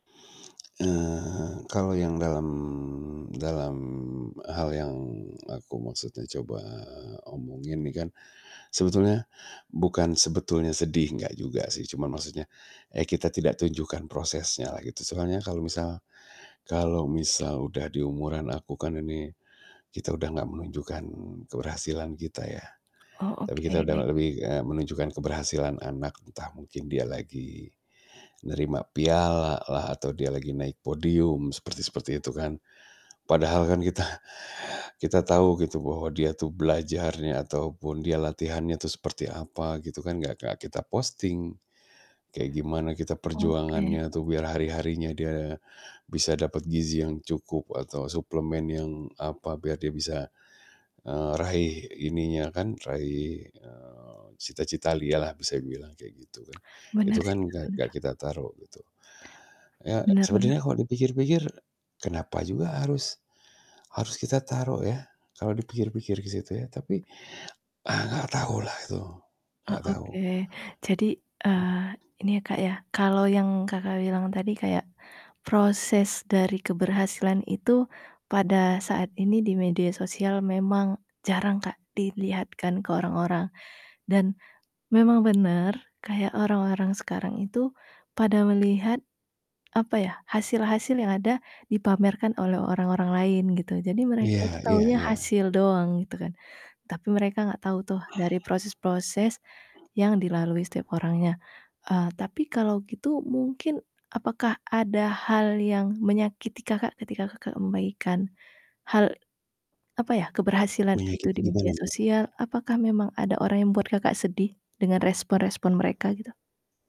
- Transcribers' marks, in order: drawn out: "dalam"; drawn out: "coba"; laughing while speaking: "kita"; "dia" said as "lia"; distorted speech; sad: "eee, gak tau lah itu. Gak tau"; tapping
- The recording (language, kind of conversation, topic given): Indonesian, advice, Mengapa saya merasa harus pura-pura bahagia di media sosial padahal sebenarnya tidak?